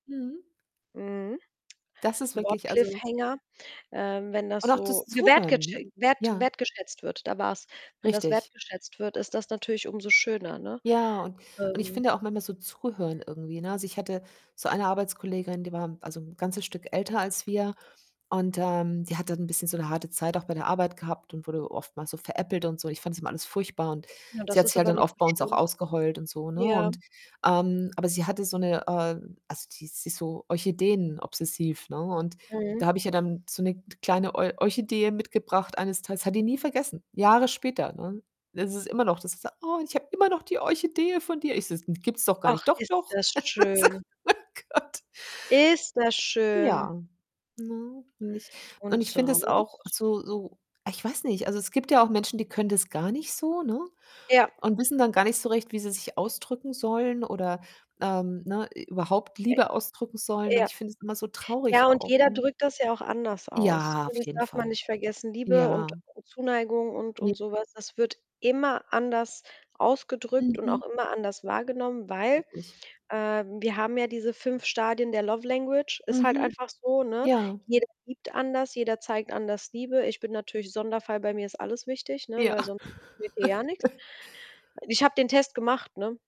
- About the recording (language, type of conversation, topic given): German, unstructured, Wie drückst du dich am liebsten aus?
- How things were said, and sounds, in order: distorted speech; put-on voice: "Oh, ich habe immer noch die Orchidee von dir"; put-on voice: "Doch, doch"; unintelligible speech; laughing while speaking: "mein Gott"; unintelligible speech; in English: "love language"; laugh